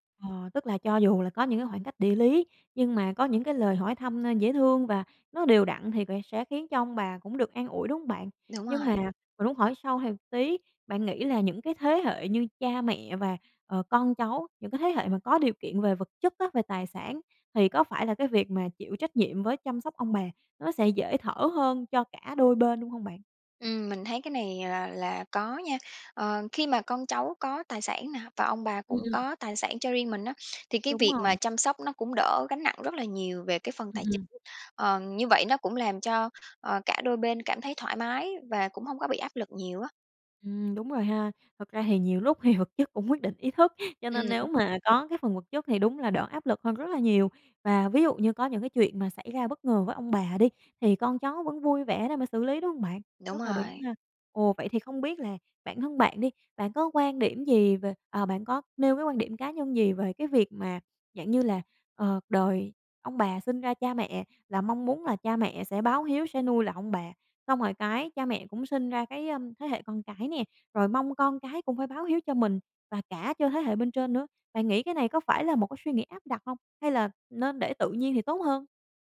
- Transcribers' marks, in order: tapping; other background noise; sniff; laughing while speaking: "vật chất cũng quyết định ý thức"
- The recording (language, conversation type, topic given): Vietnamese, podcast, Bạn thấy trách nhiệm chăm sóc ông bà nên thuộc về thế hệ nào?